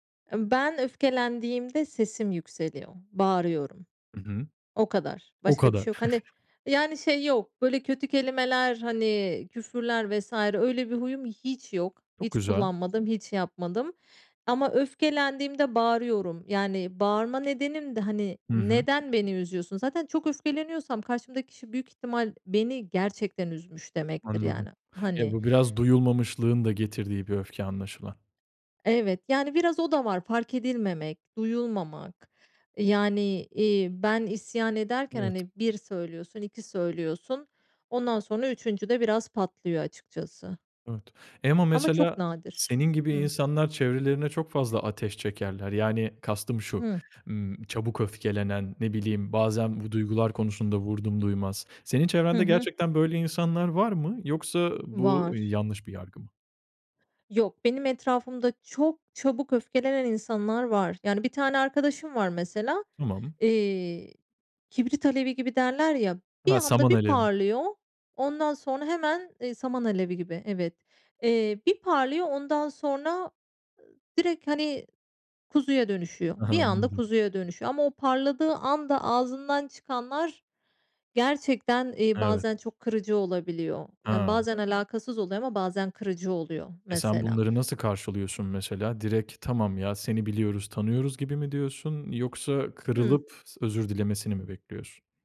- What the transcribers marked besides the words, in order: other background noise; chuckle
- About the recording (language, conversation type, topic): Turkish, podcast, Çatışma sırasında sakin kalmak için hangi taktikleri kullanıyorsun?